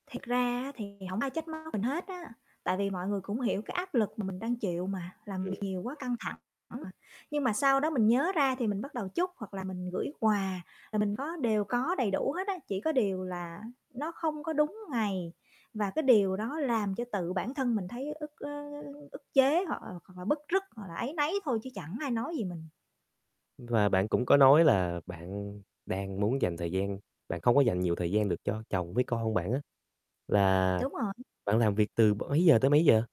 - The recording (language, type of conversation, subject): Vietnamese, advice, Làm thế nào để bạn sắp xếp lại thời gian để có thể dành cho gia đình và cho bản thân nhiều hơn?
- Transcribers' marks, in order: distorted speech; static; other background noise; tapping